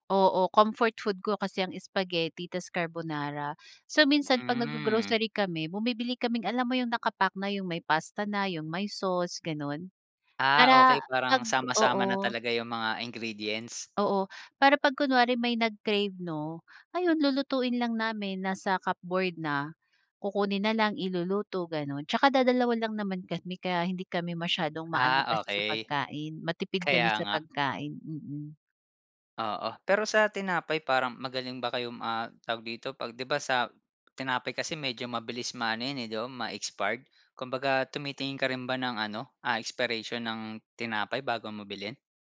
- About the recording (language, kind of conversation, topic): Filipino, podcast, Ano-anong masusustansiyang pagkain ang madalas mong nakaimbak sa bahay?
- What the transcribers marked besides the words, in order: in English: "comfort food"; in English: "cupboard"